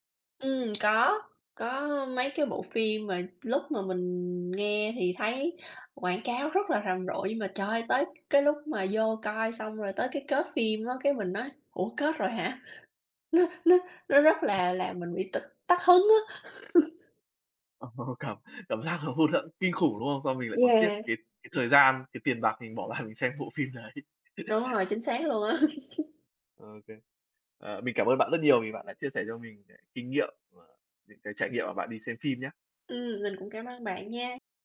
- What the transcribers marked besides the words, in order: tapping; unintelligible speech; laugh; laughing while speaking: "Cảm cảm giác nó"; laughing while speaking: "ra"; laughing while speaking: "đấy"; laugh; laughing while speaking: "á"; laugh
- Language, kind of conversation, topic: Vietnamese, unstructured, Phim ảnh ngày nay có phải đang quá tập trung vào yếu tố thương mại hơn là giá trị nghệ thuật không?